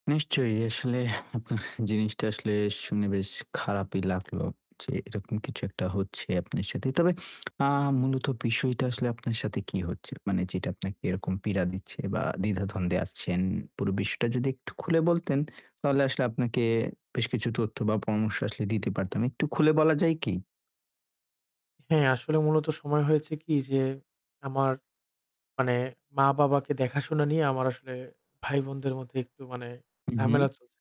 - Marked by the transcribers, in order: static; "আসলে" said as "এসলে"; lip smack; "আসছেন" said as "আচ্ছেন"; distorted speech
- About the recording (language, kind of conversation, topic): Bengali, advice, বৃদ্ধ পিতামাতার দেখাশোনা নিয়ে ভাইবোনদের মধ্যে দ্বন্দ্ব